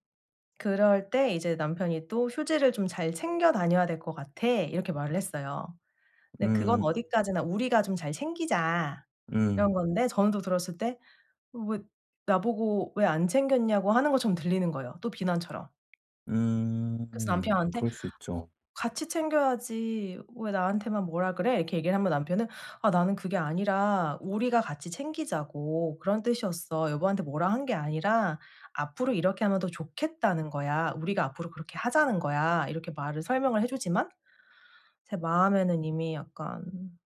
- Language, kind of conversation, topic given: Korean, advice, 피드백을 들을 때 제 가치와 의견을 어떻게 구분할 수 있을까요?
- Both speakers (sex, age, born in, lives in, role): female, 35-39, South Korea, Netherlands, user; male, 60-64, South Korea, South Korea, advisor
- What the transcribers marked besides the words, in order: other background noise; tapping